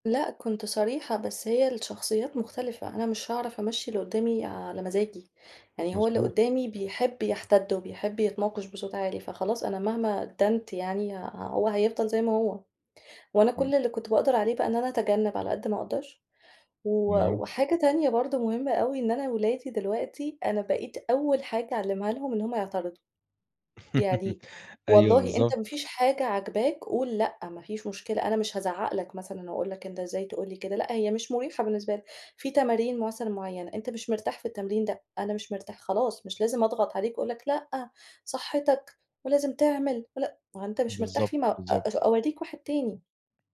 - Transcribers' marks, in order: laugh
- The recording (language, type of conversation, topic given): Arabic, advice, إزاي أقدر أقول "لا" من غير ما أحس بالذنب وأبطل أوافق على طلبات الناس على طول؟